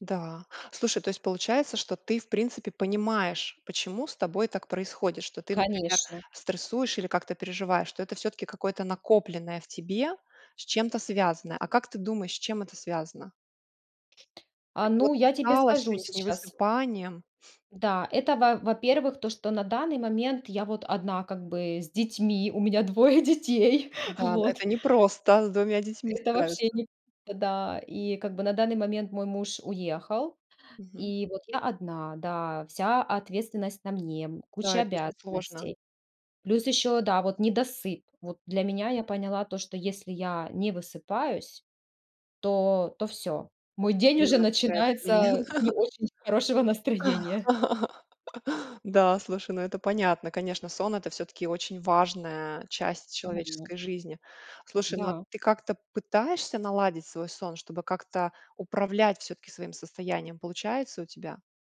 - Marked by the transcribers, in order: other background noise; tapping; laughing while speaking: "у меня двое детей"; chuckle; laugh
- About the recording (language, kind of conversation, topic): Russian, podcast, Как ты справляешься со стрессом в обычный день?